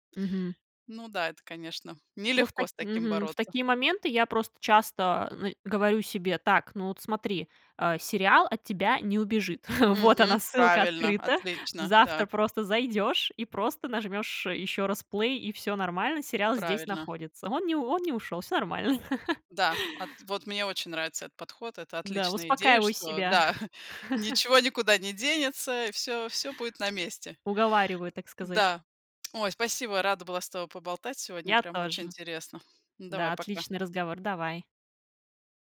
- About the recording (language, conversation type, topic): Russian, podcast, Почему, по-твоему, сериалы так затягивают?
- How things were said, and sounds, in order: chuckle; laugh; chuckle; laugh